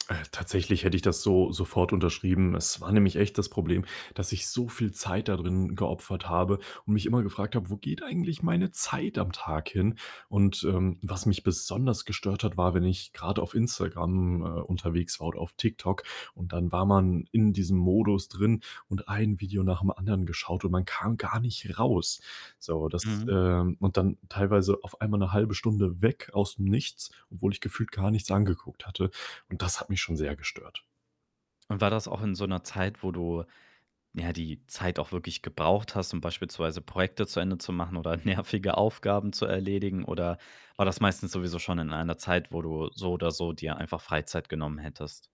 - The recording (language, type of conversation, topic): German, podcast, Was machst du gegen ständige Ablenkung durch dein Handy?
- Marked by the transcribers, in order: put-on voice: "Wo geht eigentlich"; other background noise; laughing while speaking: "nervige"